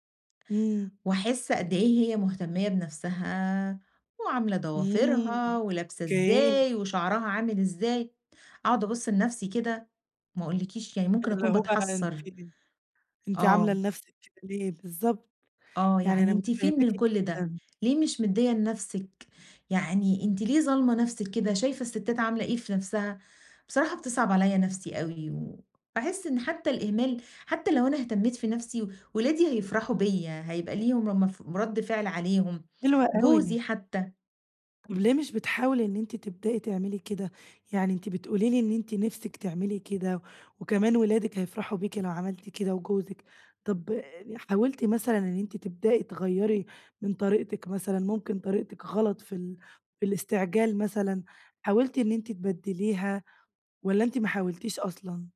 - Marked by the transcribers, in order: other background noise
- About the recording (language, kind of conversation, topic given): Arabic, advice, إزاي أوازن بين التزاماتي اليومية ووقت الترفيه والهوايات؟